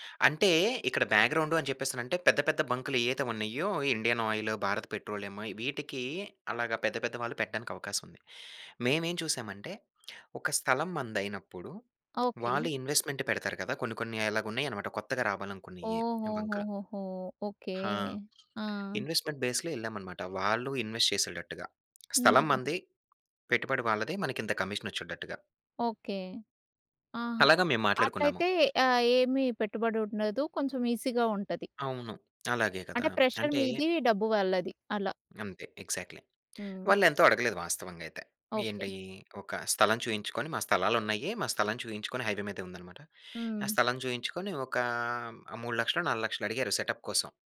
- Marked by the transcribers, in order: in English: "బ్యాక్‌గ్రౌండ్"; in English: "ఇన్వెస్ట్‌మెంట్"; in English: "ఇన్వెస్ట్‌మెంట్ బేస్‌లో"; in English: "ఇన్వెస్ట్"; in English: "కమిషన్"; in English: "ఈసీగా"; in English: "ప్రెషర్"; in English: "ఎగ్జాక్ట్‌లీ"; in English: "హైవే"; in English: "సెటప్"
- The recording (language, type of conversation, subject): Telugu, podcast, నీవు అనుకున్న దారిని వదిలి కొత్త దారిని ఎప్పుడు ఎంచుకున్నావు?